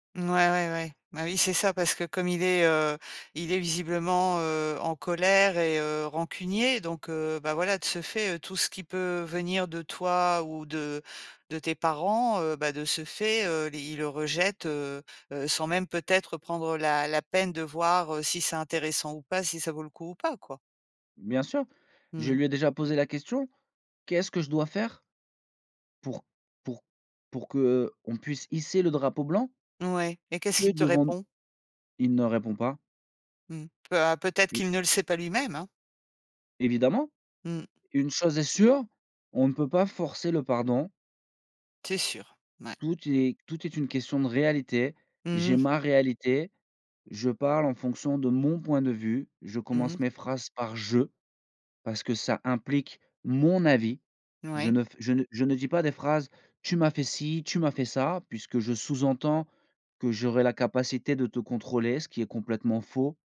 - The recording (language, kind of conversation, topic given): French, podcast, Comment reconnaître ses torts et s’excuser sincèrement ?
- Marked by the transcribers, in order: other background noise; stressed: "mon"; stressed: "je"; stressed: "mon"